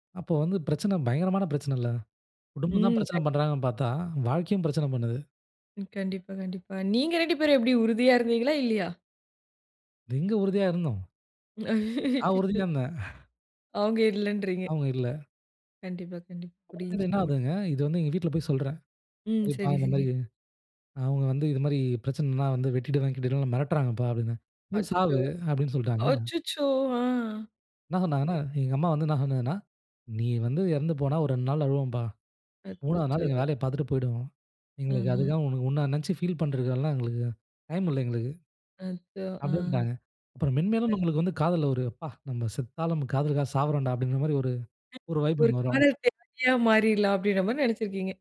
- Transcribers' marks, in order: laugh; chuckle; other background noise; "புரிஞ்சிக்க" said as "புடீஞ்சுக்க"; drawn out: "அச்சச்சோ"; surprised: "அப்டினுடாங்க. அப்புறம் மென்மேலும் நம்மளுக்கு வந்து … வைப் ஒண்ணு வரும்"; other noise; in English: "வைப்"
- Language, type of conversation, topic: Tamil, podcast, குடும்பம் உங்கள் முடிவுக்கு எப்படி பதிலளித்தது?